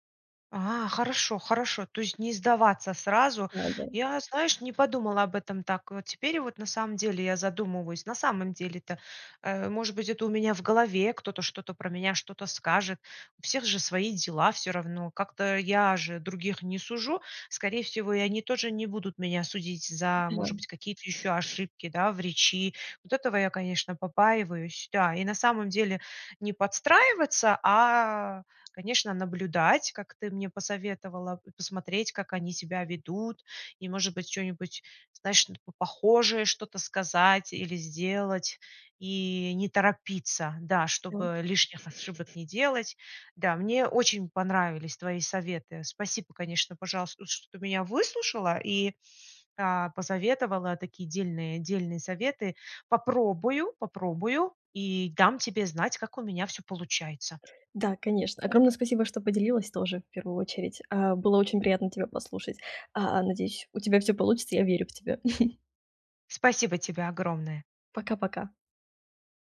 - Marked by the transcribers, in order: other background noise; tapping; chuckle
- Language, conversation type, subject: Russian, advice, Как быстрее привыкнуть к новым нормам поведения после переезда в другую страну?